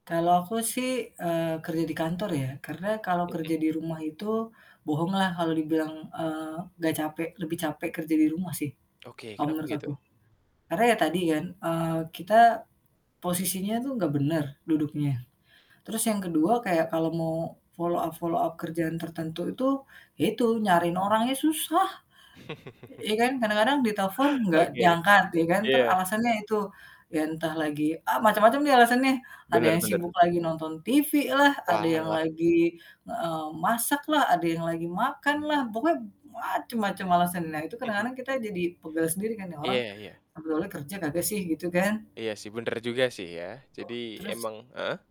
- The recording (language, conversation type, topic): Indonesian, podcast, Bagaimana kamu menetapkan batasan ruang kerja dan jam kerja saat bekerja dari rumah?
- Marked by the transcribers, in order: static; in English: "follow up follow up"; chuckle; chuckle; other background noise